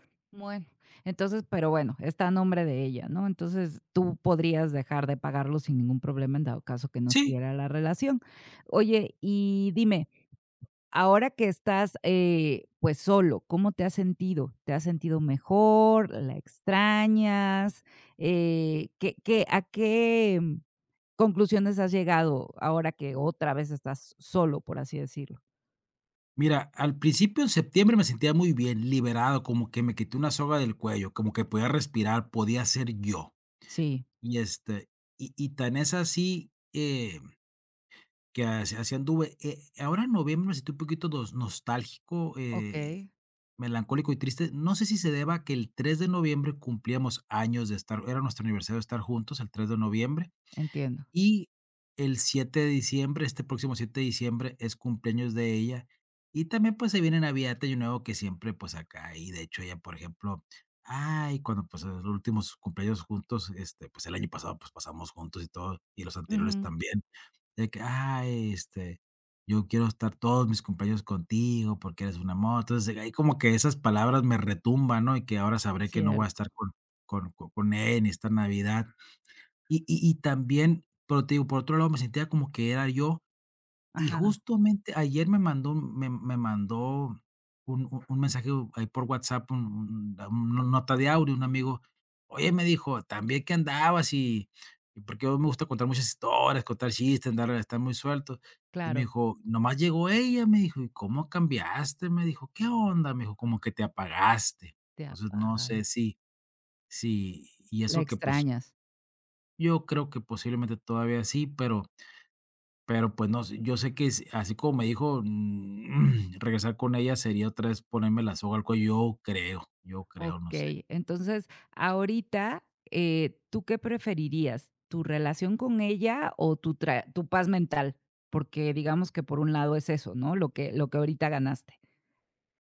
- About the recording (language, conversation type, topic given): Spanish, advice, ¿Cómo puedo afrontar una ruptura inesperada y sin explicación?
- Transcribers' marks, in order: none